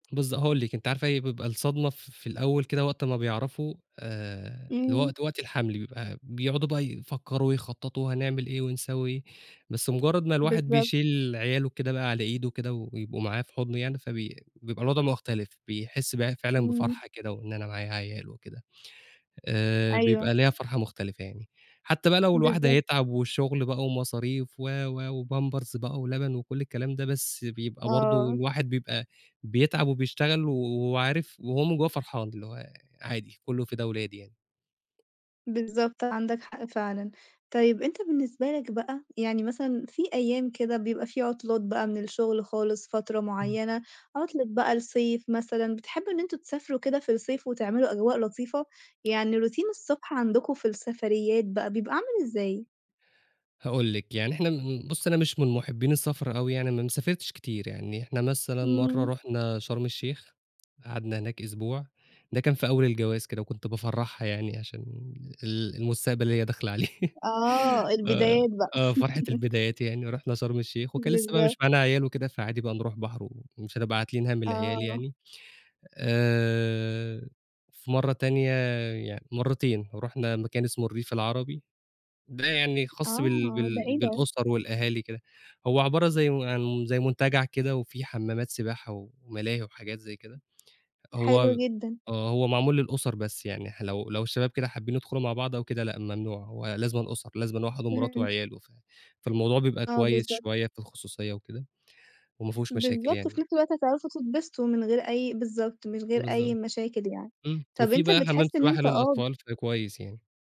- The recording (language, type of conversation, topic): Arabic, podcast, روتين الصبح عندكم في البيت ماشي إزاي؟
- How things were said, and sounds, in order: tapping; other background noise; in English: "routine"; laugh